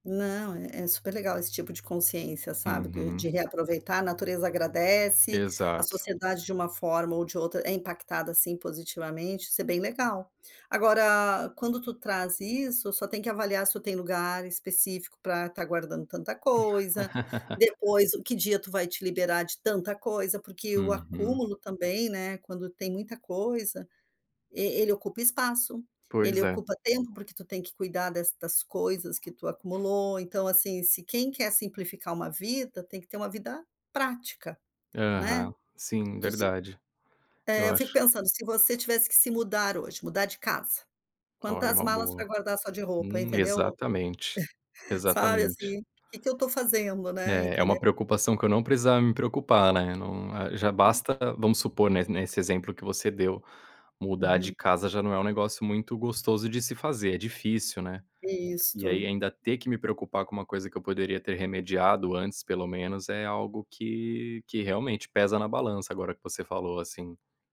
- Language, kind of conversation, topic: Portuguese, advice, Como você pode simplificar a vida e reduzir seus bens materiais?
- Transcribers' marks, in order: laugh; other background noise; chuckle